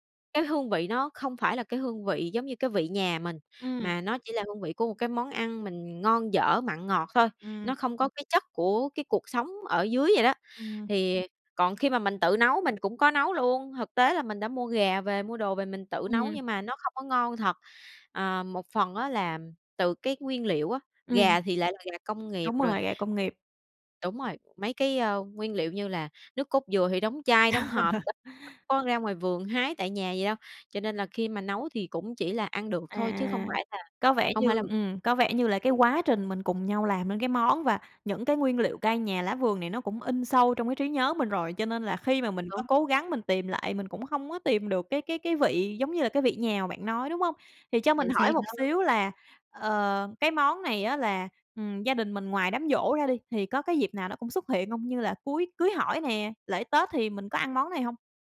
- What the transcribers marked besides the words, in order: other background noise; tapping; laugh
- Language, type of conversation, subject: Vietnamese, podcast, Bạn nhớ món ăn gia truyền nào nhất không?